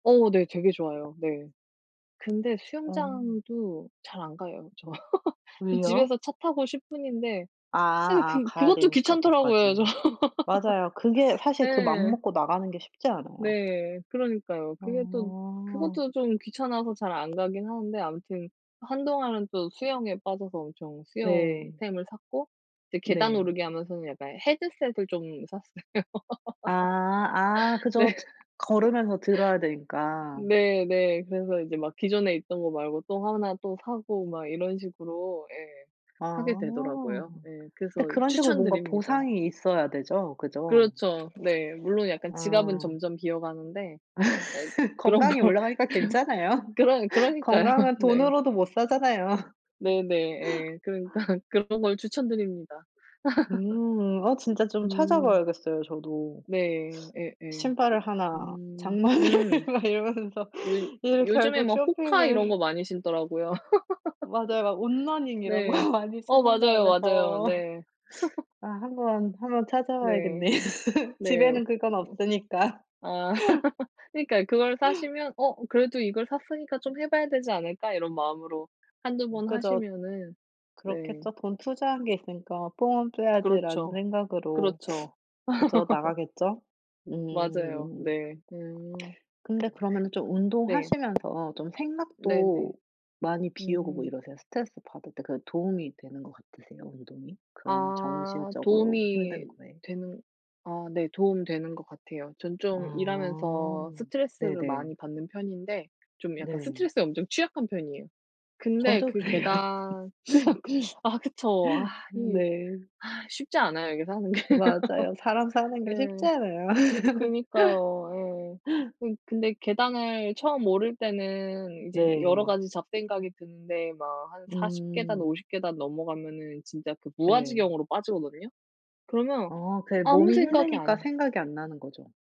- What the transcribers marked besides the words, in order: laugh; laugh; laughing while speaking: "샀어요"; laugh; other background noise; laugh; laughing while speaking: "걸 그러 그러니까요"; laugh; laughing while speaking: "그러니까"; laugh; laugh; teeth sucking; laughing while speaking: "장만을"; laugh; laugh; laughing while speaking: "이런 거"; laugh; teeth sucking; laughing while speaking: "봐야겠네요"; laugh; laugh; laugh; sniff; laughing while speaking: "그래요"; teeth sucking; laugh; sigh; laugh; laugh
- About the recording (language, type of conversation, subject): Korean, unstructured, 운동을 꾸준히 하지 않으면 어떤 문제가 생길까요?